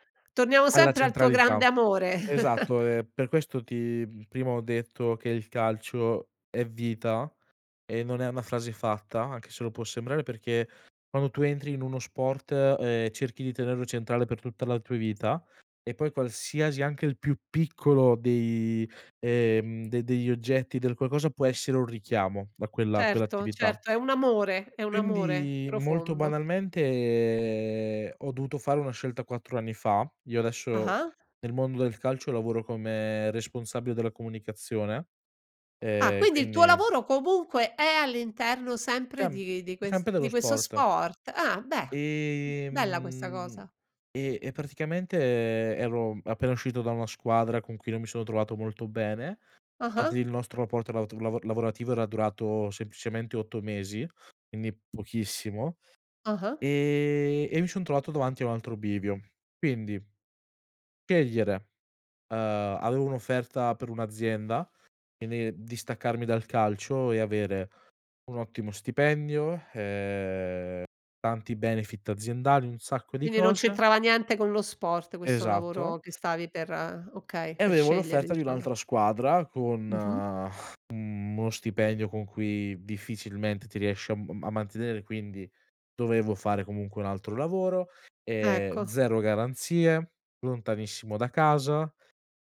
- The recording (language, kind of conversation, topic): Italian, podcast, Come affronti la paura di sbagliare una scelta?
- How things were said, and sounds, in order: chuckle; unintelligible speech; other background noise